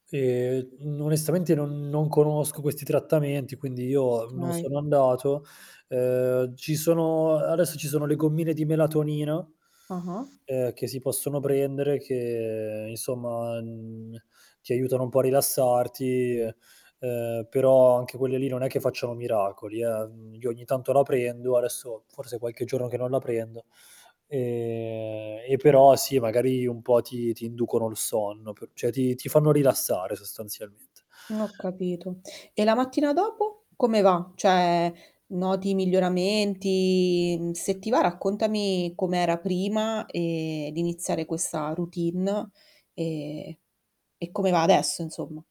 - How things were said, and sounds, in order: static; "Okay" said as "kay"; distorted speech; drawn out: "che"; "cioè" said as "ceh"
- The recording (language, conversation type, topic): Italian, podcast, Hai consigli per affrontare l’insonnia occasionale?